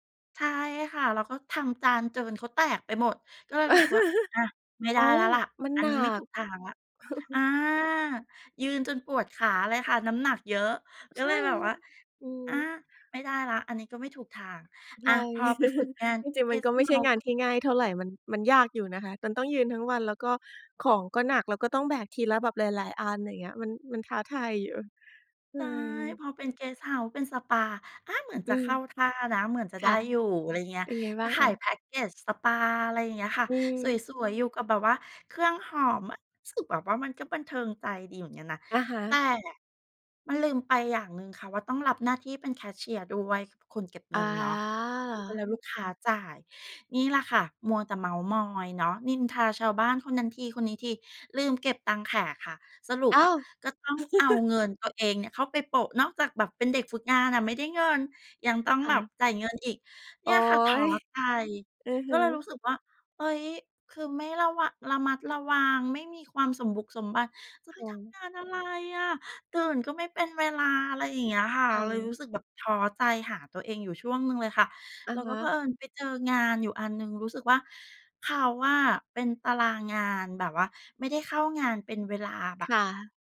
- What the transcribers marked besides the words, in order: chuckle; chuckle; chuckle; stressed: "แต่"; chuckle
- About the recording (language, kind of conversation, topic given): Thai, podcast, งานไหนที่คุณรู้สึกว่าเป็นตัวตนของคุณมากที่สุด?